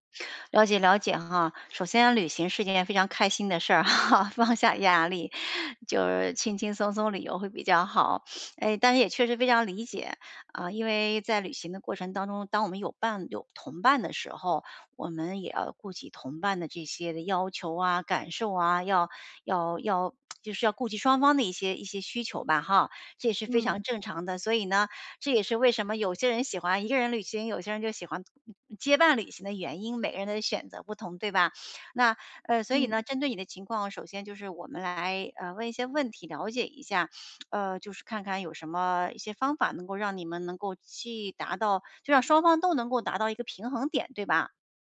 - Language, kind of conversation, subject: Chinese, advice, 旅行时如何减轻压力并更放松？
- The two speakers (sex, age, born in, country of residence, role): female, 30-34, China, United States, user; female, 50-54, China, United States, advisor
- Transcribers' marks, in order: laughing while speaking: "哈"; sniff; tsk; other background noise; sniff; sniff